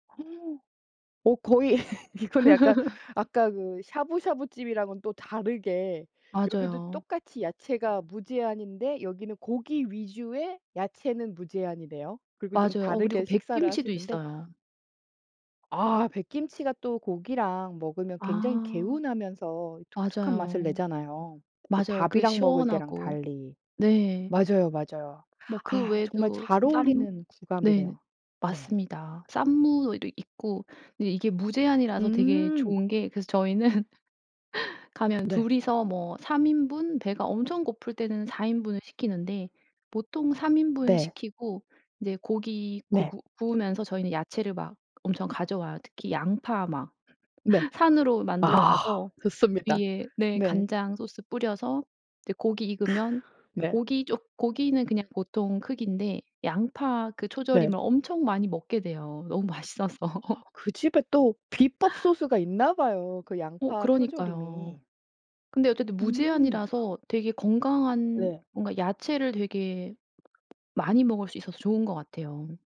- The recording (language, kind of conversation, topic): Korean, podcast, 외식할 때 건강하게 메뉴를 고르는 방법은 무엇인가요?
- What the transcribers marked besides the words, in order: gasp; laugh; laughing while speaking: "저희는"; laugh; laugh; laughing while speaking: "맛있어서"; laugh; other background noise